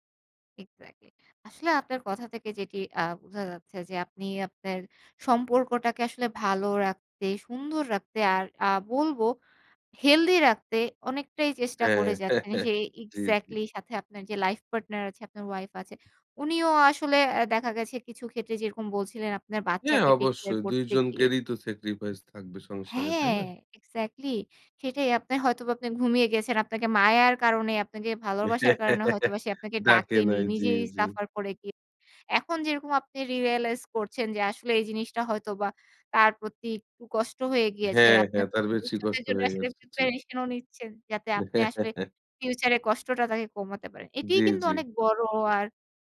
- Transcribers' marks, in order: chuckle; tapping; laugh; giggle
- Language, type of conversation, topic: Bengali, podcast, সম্পর্কের জন্য আপনি কতটা ত্যাগ করতে প্রস্তুত?